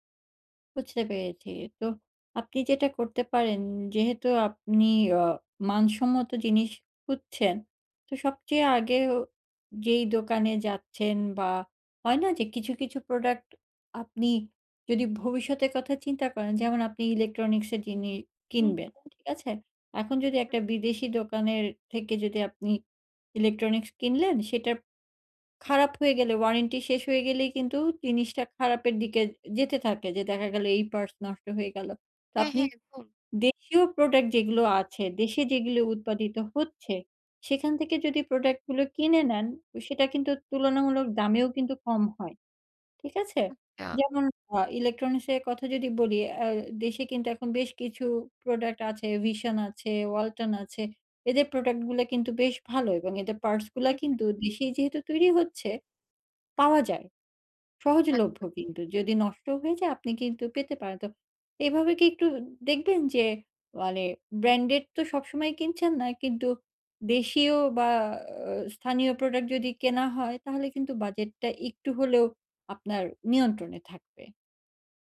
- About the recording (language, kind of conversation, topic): Bengali, advice, বাজেট সীমায় মানসম্মত কেনাকাটা
- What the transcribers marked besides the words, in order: none